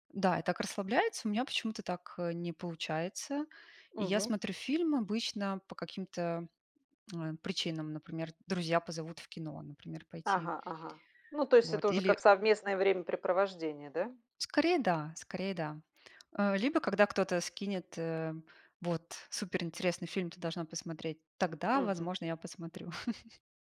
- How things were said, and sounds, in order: chuckle
- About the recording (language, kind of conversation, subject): Russian, unstructured, Какое значение для тебя имеют фильмы в повседневной жизни?